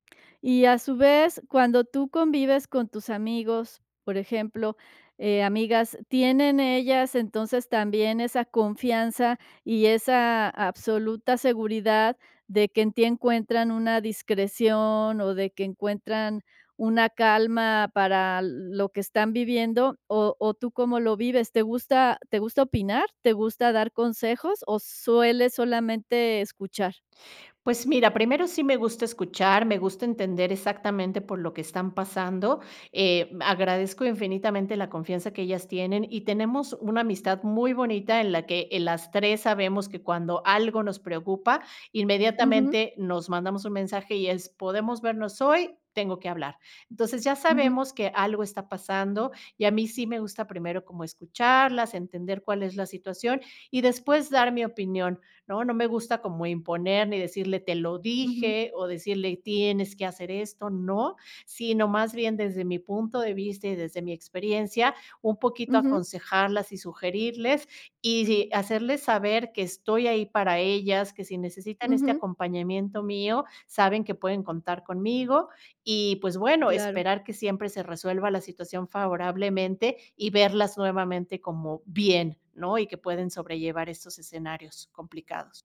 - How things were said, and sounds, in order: stressed: "bien"
- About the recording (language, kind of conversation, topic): Spanish, podcast, ¿Qué rol juegan tus amigos y tu familia en tu tranquilidad?